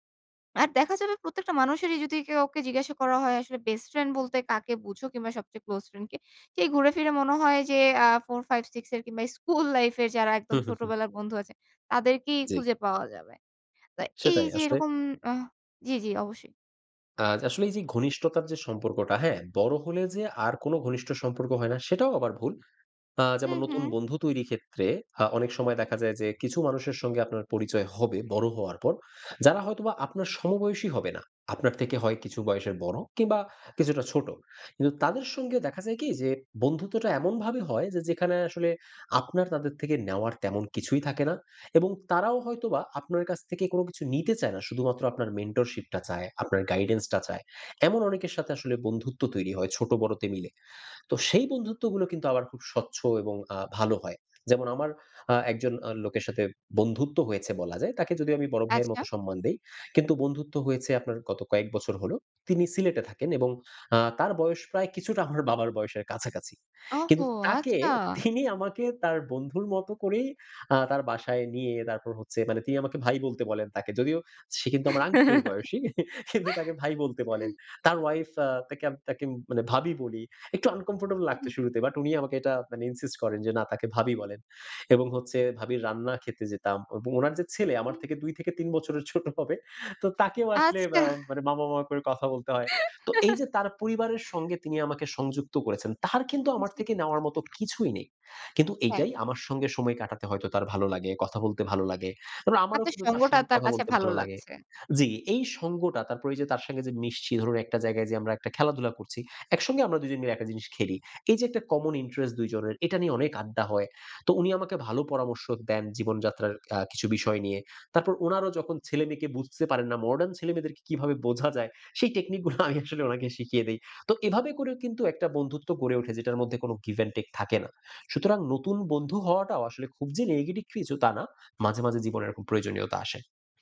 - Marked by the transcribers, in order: laughing while speaking: "স্কুল লাইফ"; in English: "mentorship"; in English: "guidance"; joyful: "তিনি আমাকে"; laughing while speaking: "তিনি আমাকে"; joyful: "কিন্তু তাকে ভাই বলতে বলেন"; laughing while speaking: "কিন্তু তাকে ভাই বলতে বলেন"; giggle; in English: "insist"; laughing while speaking: "ছোট হবে। তো তাকেও আসলে আম মামা, মামা করে কথা বলতে হয়"; laughing while speaking: "আচ্ছা"; laugh; trusting: "আমার সঙ্গে সময় কাটাতে হয়তো তার ভালো লাগে, কথা বলতে ভালো লাগে"; in English: "common interest"; in English: "modern"; in English: "technique"; laughing while speaking: "আমি আসলে ওনাকে শিখিয়ে দেই"; in English: "give and take"; in English: "negative"
- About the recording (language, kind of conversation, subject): Bengali, podcast, পুরনো ও নতুন বন্ধুত্বের মধ্যে ভারসাম্য রাখার উপায়